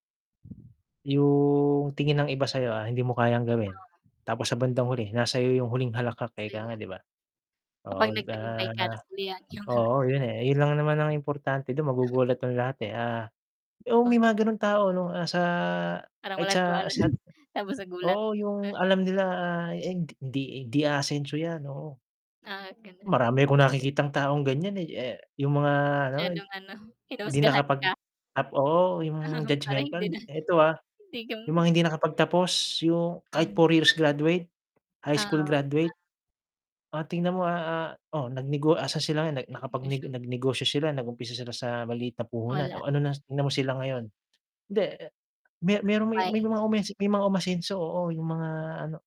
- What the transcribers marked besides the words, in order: wind; static; unintelligible speech; distorted speech; chuckle; other background noise; chuckle; mechanical hum; chuckle; tapping; unintelligible speech
- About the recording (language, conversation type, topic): Filipino, unstructured, Paano mo hinaharap ang mga taong humahadlang sa mga plano mo?